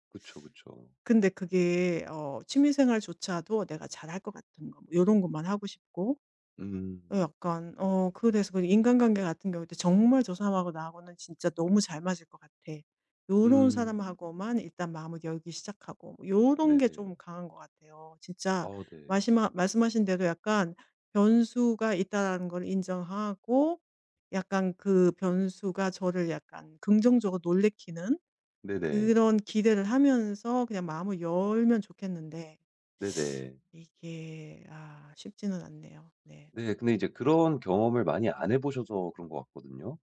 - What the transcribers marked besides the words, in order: teeth sucking; other background noise
- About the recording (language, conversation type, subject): Korean, advice, 완벽주의로 지치지 않도록 과도한 자기기대를 현실적으로 조정하는 방법은 무엇인가요?